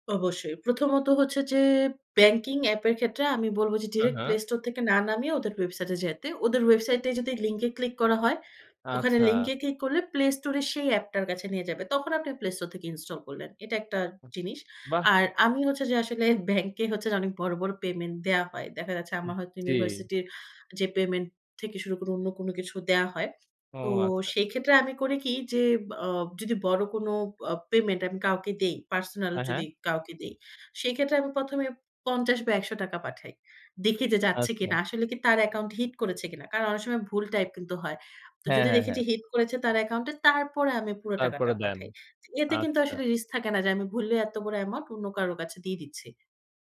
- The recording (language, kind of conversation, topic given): Bengali, podcast, ই-পেমেন্ট ব্যবহার করার সময় আপনার মতে সবচেয়ে বড় সতর্কতা কী?
- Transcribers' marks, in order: tapping; "ভুলে" said as "ভুললে"